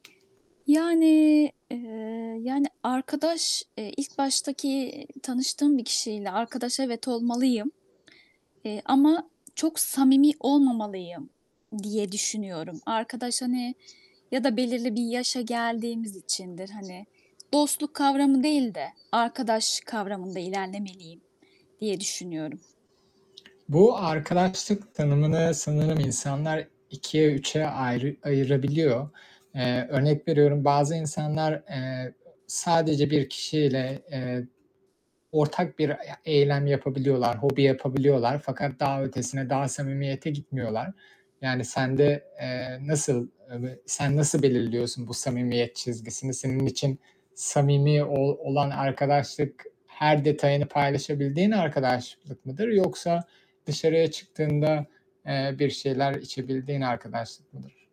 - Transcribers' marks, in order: static; tapping; other background noise
- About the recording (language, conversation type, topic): Turkish, unstructured, Sevdiğin birini kaybetmek hayatını nasıl değiştirdi?
- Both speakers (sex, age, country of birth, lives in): female, 35-39, Turkey, Austria; male, 30-34, Turkey, Germany